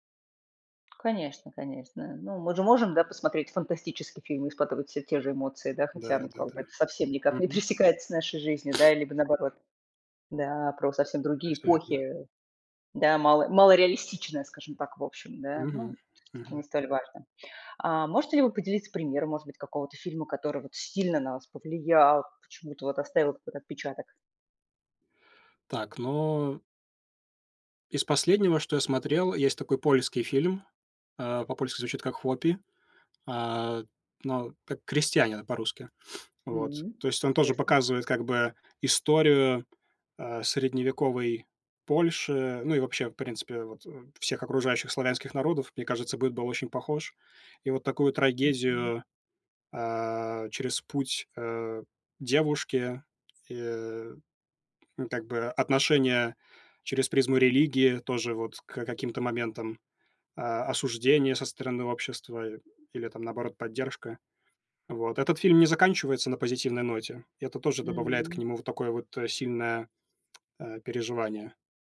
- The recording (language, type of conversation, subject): Russian, unstructured, Почему фильмы часто вызывают сильные эмоции у зрителей?
- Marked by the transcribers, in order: tapping; laughing while speaking: "пересекается"; sniff; other background noise; stressed: "сильно"; sniff